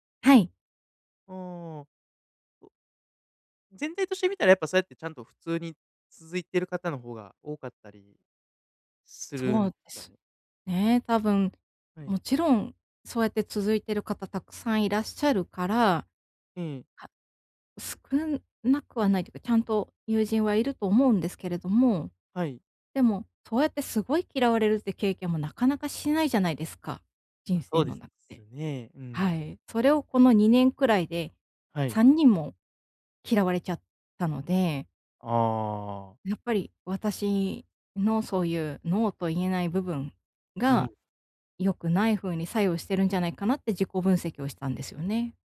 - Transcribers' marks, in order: other noise; in English: "ノー"
- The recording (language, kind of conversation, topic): Japanese, advice, 人にNOと言えず負担を抱え込んでしまうのは、どんな場面で起きますか？